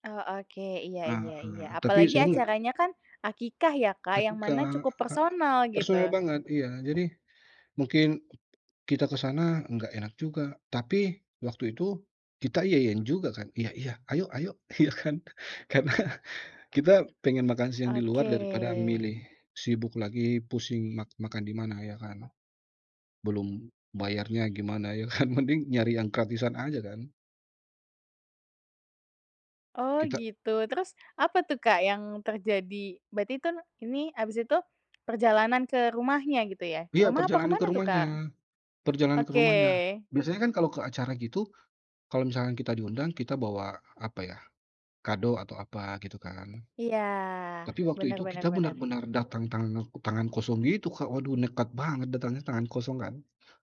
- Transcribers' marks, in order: tapping; laughing while speaking: "Karena"; other background noise; "Berarti, kan" said as "batitan"
- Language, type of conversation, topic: Indonesian, podcast, Langkah kecil apa yang bisa membuat seseorang merasa lebih terhubung?